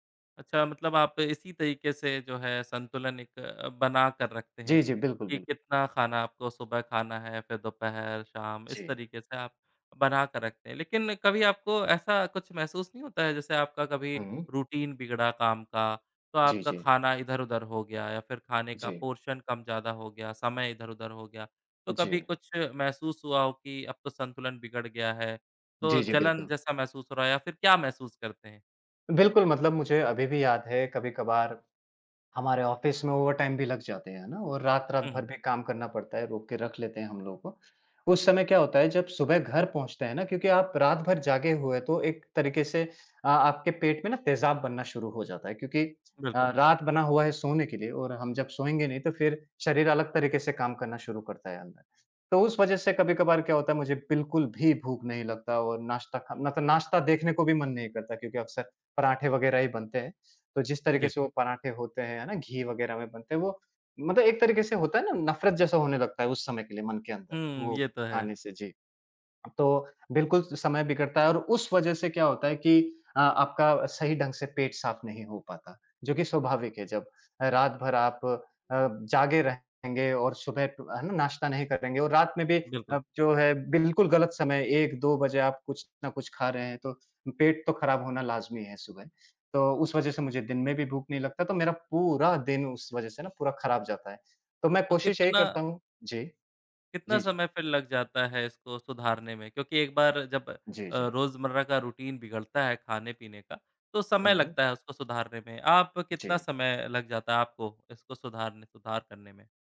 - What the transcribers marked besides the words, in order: in English: "रूटीन"; in English: "पोर्शन"; in English: "ऑफ़िस"; in English: "ओवर टाइम"; tapping; in English: "रूटीन"
- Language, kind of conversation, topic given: Hindi, podcast, खाने में संतुलन बनाए रखने का आपका तरीका क्या है?